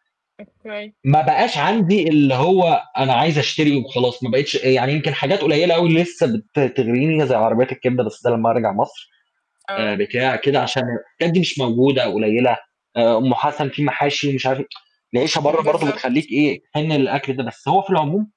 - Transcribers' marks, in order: fan; unintelligible speech; tsk
- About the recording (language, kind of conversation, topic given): Arabic, unstructured, إيه رأيك في إن الواحد ياكل وجبات جاهزة باستمرار؟